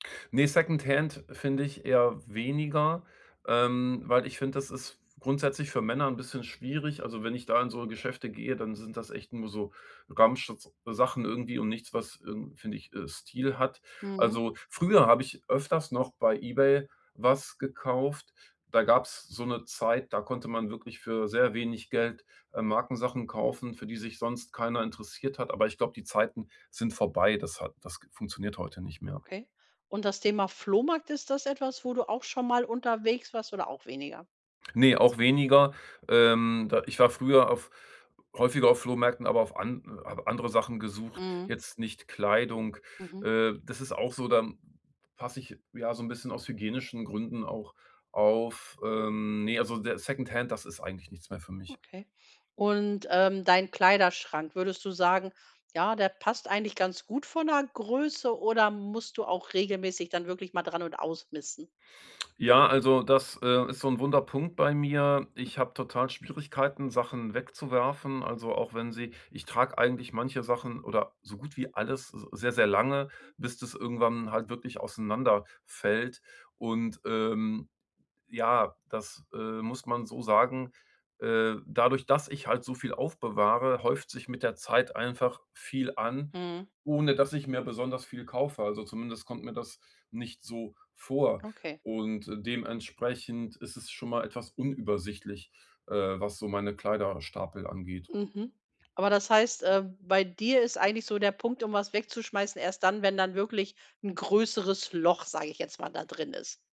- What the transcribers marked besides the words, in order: other noise
- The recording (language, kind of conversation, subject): German, podcast, Wie findest du deinen persönlichen Stil, der wirklich zu dir passt?